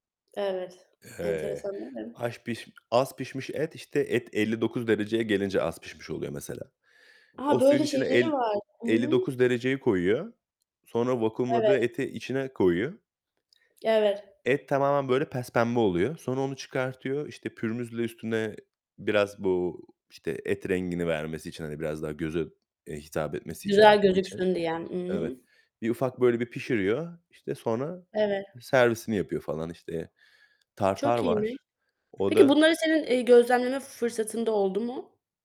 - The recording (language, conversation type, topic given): Turkish, unstructured, Hobiler insanlara nasıl mutluluk verir?
- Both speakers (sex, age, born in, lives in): female, 25-29, Turkey, Germany; male, 30-34, Turkey, Portugal
- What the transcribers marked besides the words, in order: tapping; distorted speech; other noise; static